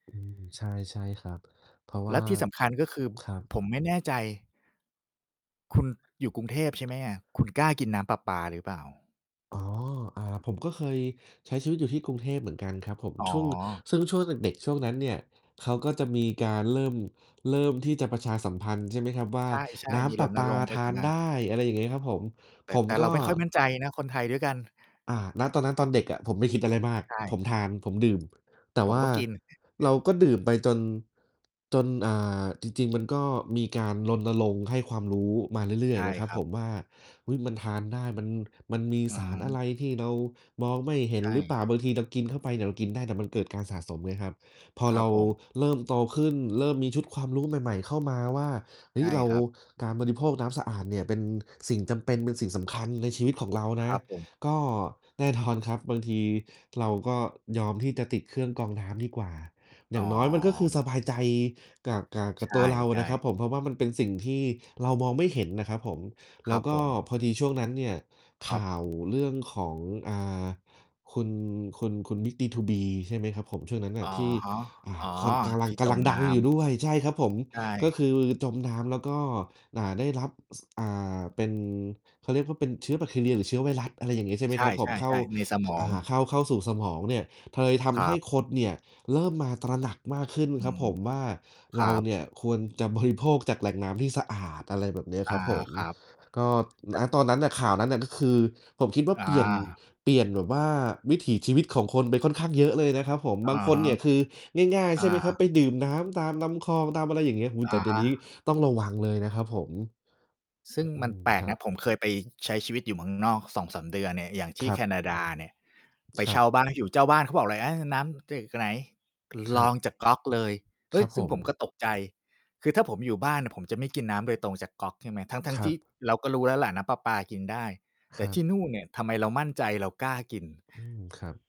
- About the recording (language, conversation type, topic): Thai, unstructured, น้ำสะอาดสำคัญต่อชีวิตของเรามากแค่ไหน?
- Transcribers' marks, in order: distorted speech; mechanical hum; chuckle; "เลย" said as "เทย"; "จาก" said as "จึก"